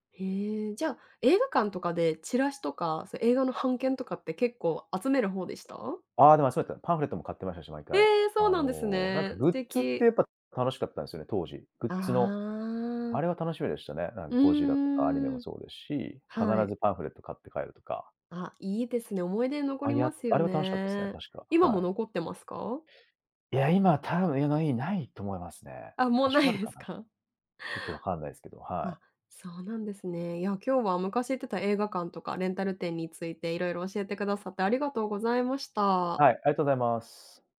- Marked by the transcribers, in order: laughing while speaking: "無いですか？"
- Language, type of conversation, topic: Japanese, podcast, 昔よく通っていた映画館やレンタル店には、どんな思い出がありますか？